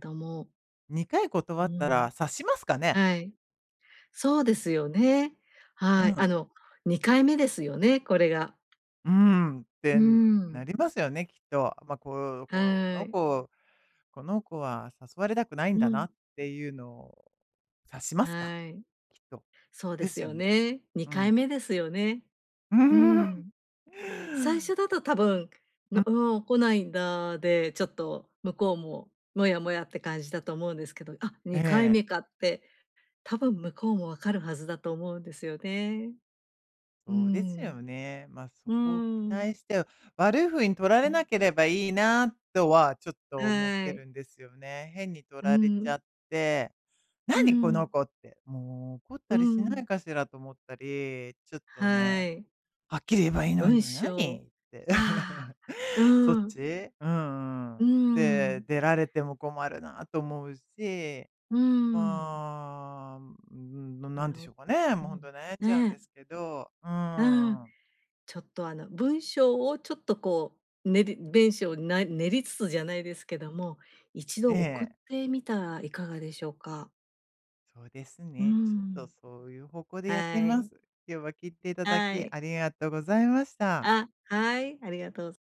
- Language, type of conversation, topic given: Japanese, advice, グループのノリに馴染めないときはどうすればいいですか？
- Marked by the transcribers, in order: chuckle; other background noise; laugh